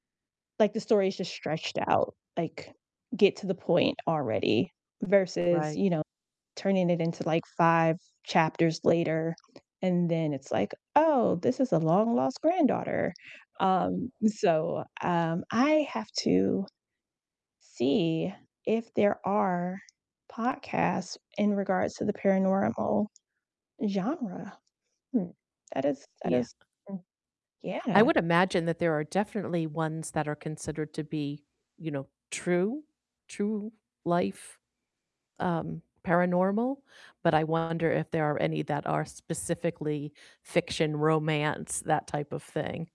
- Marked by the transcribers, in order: tapping; distorted speech; static; other background noise; unintelligible speech
- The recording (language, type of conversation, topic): English, unstructured, Which under-the-radar podcasts do you keep recommending, and what makes them special to you?
- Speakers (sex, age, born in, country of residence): female, 45-49, United States, United States; female, 55-59, United States, United States